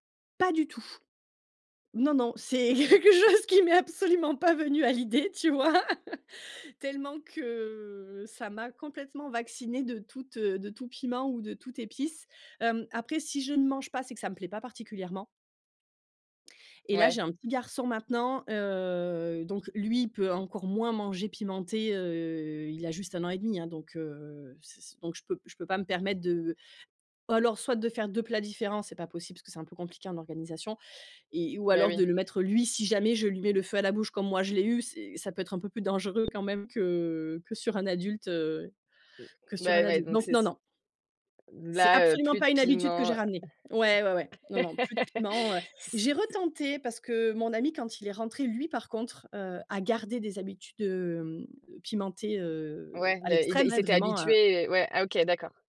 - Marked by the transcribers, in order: laughing while speaking: "quelque chose qui m'est absolument pas venu à l'idée, tu vois ?"; chuckle; drawn out: "que"; other background noise; tapping; chuckle
- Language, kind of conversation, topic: French, podcast, Peux-tu raconter une expérience culinaire locale inoubliable ?